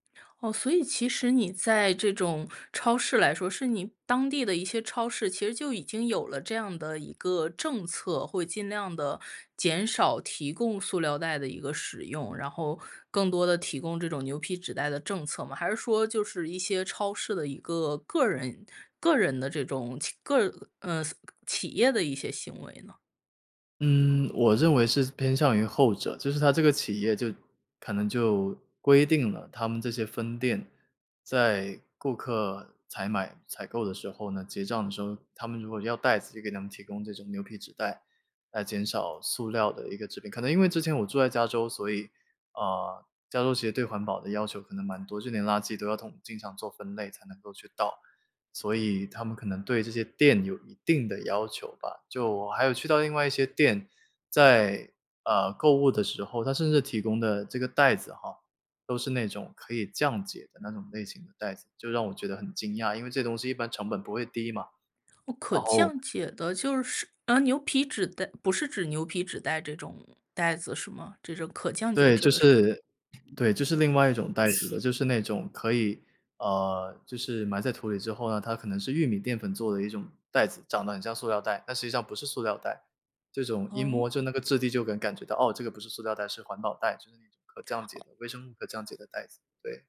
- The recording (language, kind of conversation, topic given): Chinese, podcast, 你会怎么减少一次性塑料的使用？
- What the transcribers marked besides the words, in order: other background noise